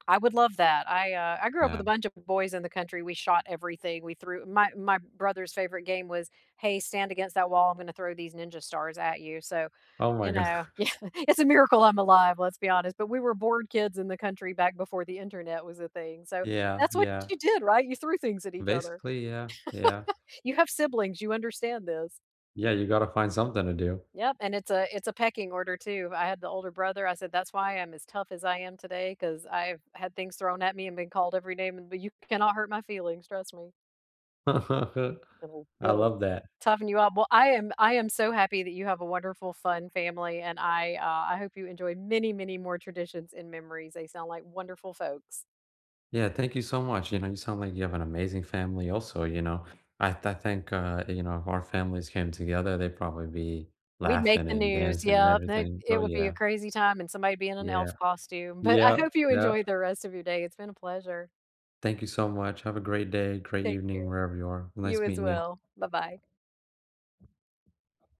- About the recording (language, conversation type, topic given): English, unstructured, Which childhood tradition do you still keep today, and what keeps it meaningful for you?
- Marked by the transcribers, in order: laughing while speaking: "go"; laughing while speaking: "Yeah"; laugh; laugh; other background noise; laughing while speaking: "but"; tapping